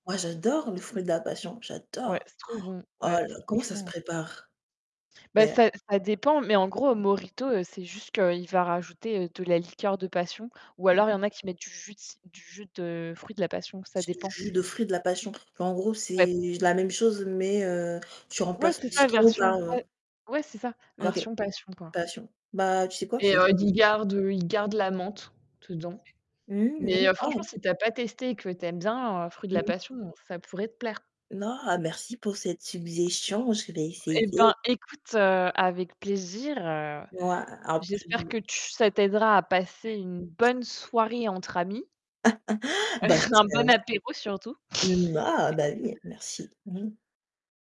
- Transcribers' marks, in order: static; distorted speech; gasp; other background noise; tapping; unintelligible speech; laugh; chuckle; laugh
- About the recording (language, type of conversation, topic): French, unstructured, Quelle est ta façon préférée de partager un repas entre amis ?